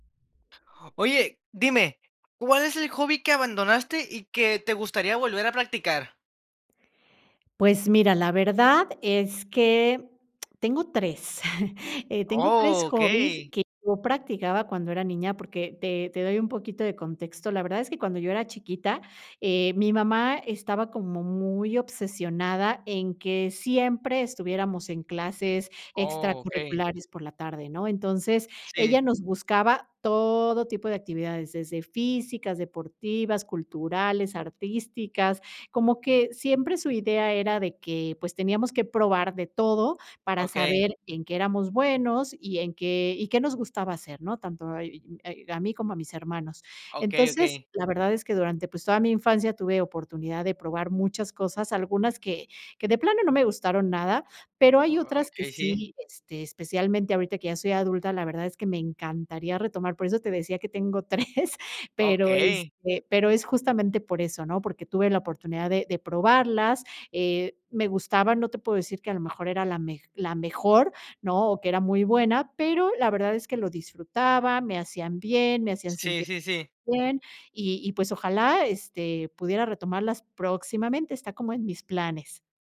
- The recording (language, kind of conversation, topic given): Spanish, podcast, ¿Qué pasatiempo dejaste y te gustaría retomar?
- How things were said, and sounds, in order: tongue click; chuckle; laughing while speaking: "tres"